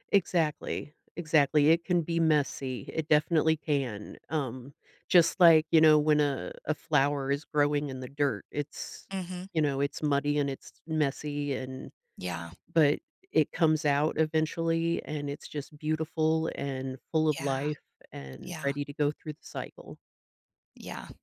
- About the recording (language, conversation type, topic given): English, unstructured, How has conflict unexpectedly brought people closer?
- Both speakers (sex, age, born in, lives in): female, 45-49, United States, United States; female, 50-54, United States, United States
- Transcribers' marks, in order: tapping